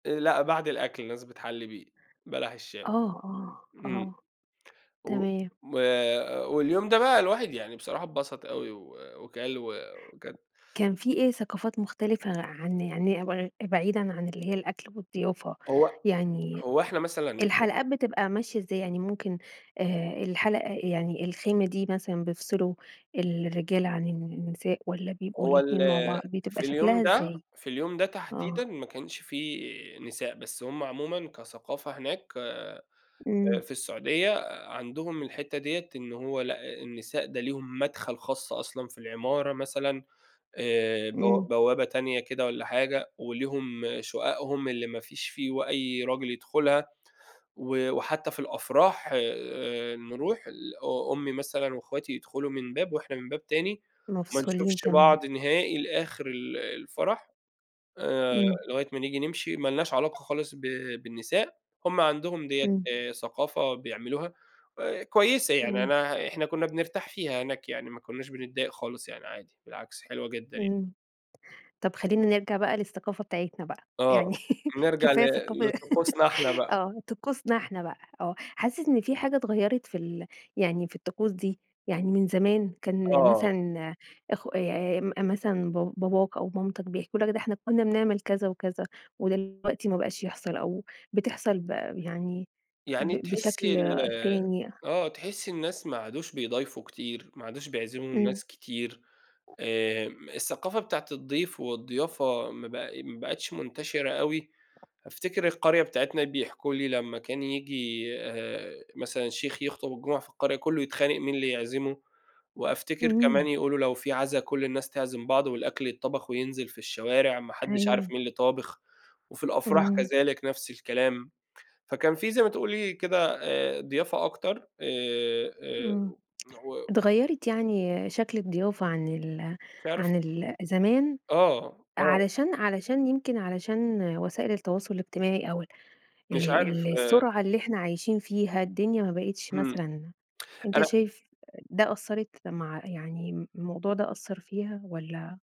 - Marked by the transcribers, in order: tapping; giggle; other background noise
- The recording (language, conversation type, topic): Arabic, podcast, إيه هي طقوس الضيافة عندكم في العيلة؟